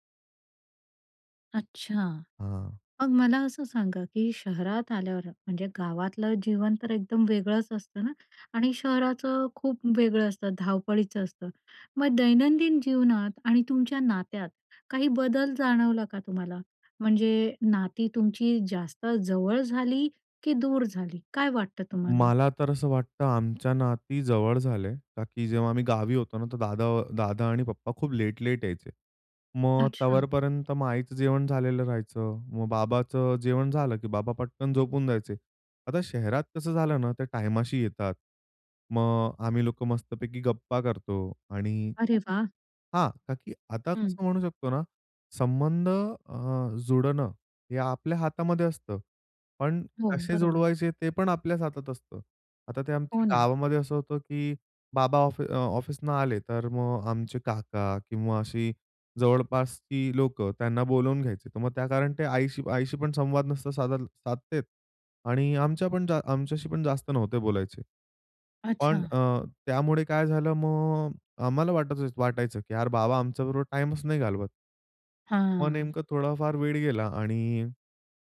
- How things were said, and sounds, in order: other background noise; in English: "लेट-लेट"; "तोपर्यंत" said as "तवरपर्यंत"; unintelligible speech; in English: "ऑफ अ ऑफिसन"
- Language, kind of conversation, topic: Marathi, podcast, परदेशात किंवा शहरात स्थलांतर केल्याने तुमच्या कुटुंबात कोणते बदल झाले?